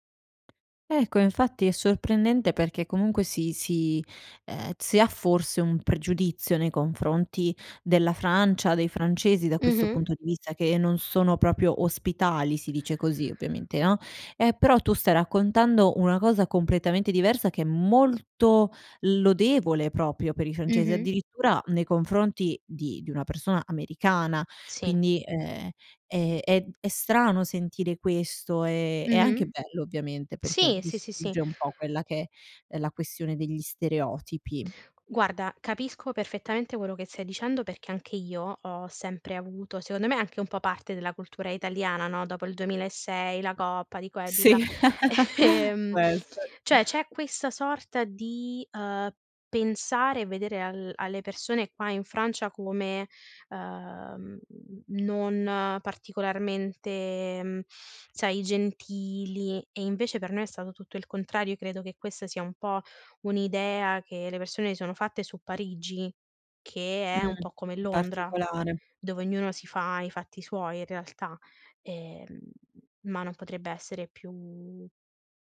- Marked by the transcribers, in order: tapping; other background noise; "vista" said as "vissa"; "proprio" said as "propio"; "proprio" said as "propio"; chuckle; laughing while speaking: "questo"; chuckle; "cioè" said as "ceh"
- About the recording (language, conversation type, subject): Italian, podcast, Che ruolo ha la lingua nella tua identità?